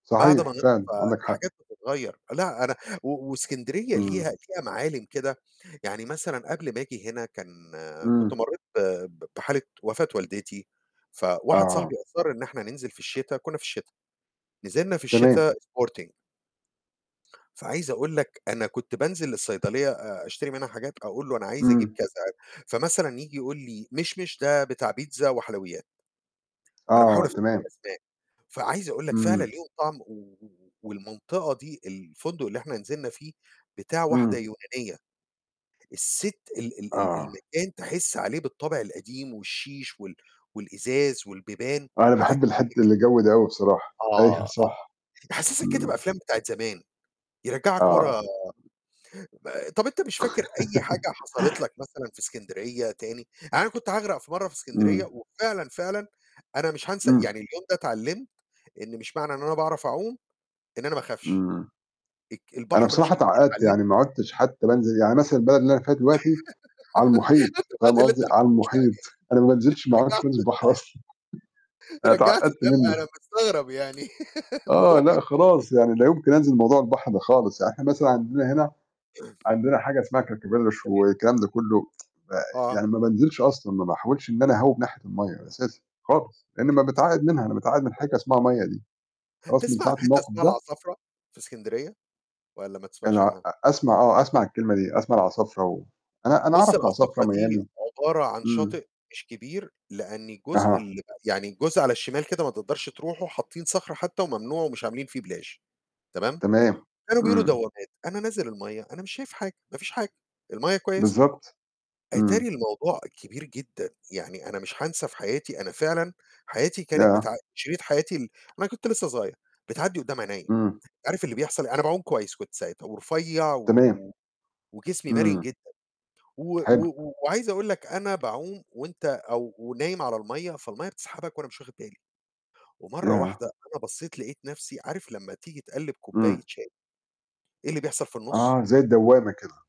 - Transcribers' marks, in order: unintelligible speech; tapping; distorted speech; unintelligible speech; laughing while speaking: "أيوه"; laugh; laugh; laughing while speaking: "شُفت بعد اللي أنت حكيت لي عليه ات رجّعت"; chuckle; other background noise; static; laugh; other noise; tsk; unintelligible speech; in French: "plage"
- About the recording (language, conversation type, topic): Arabic, unstructured, إيه أحلى ذكرى عندك مع العيلة وإنتوا مسافرين؟